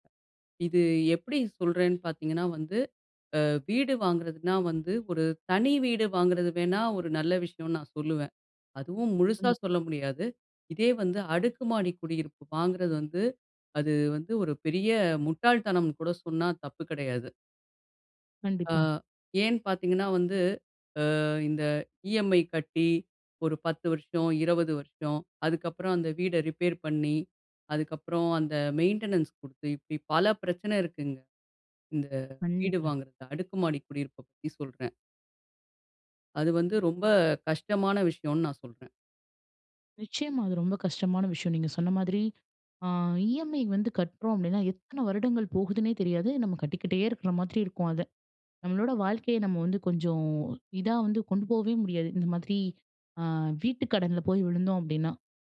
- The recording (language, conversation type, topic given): Tamil, podcast, வீட்டை வாங்குவது ஒரு நல்ல முதலீடா என்பதை நீங்கள் எப்படித் தீர்மானிப்பீர்கள்?
- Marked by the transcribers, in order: in English: "ரிப்பேர்"; in English: "மெயின்டெனன்ஸ்"; "கட்டுறோம்" said as "கட்றோம்"